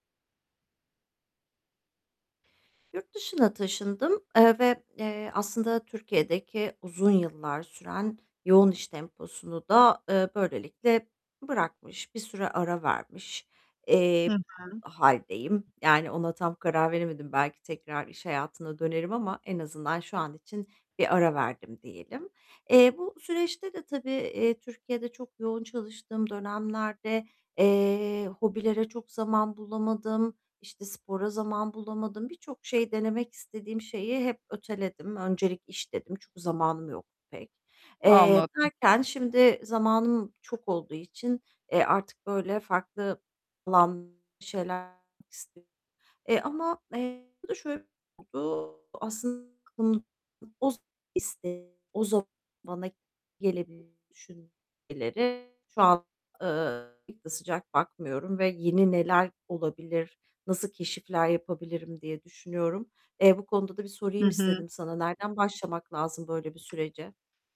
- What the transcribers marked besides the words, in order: static; tapping; distorted speech; unintelligible speech; unintelligible speech; unintelligible speech; unintelligible speech; unintelligible speech; unintelligible speech; other background noise
- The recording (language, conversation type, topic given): Turkish, advice, Yeni ilgi alanlarımı nasıl keşfedip denemeye nereden başlamalıyım?